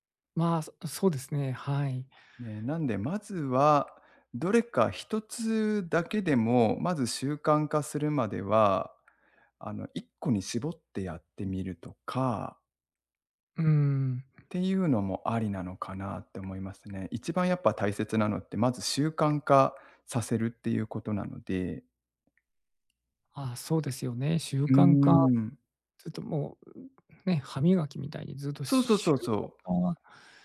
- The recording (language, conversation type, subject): Japanese, advice, 運動を続けられず気持ちが沈む
- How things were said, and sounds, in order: tapping; other background noise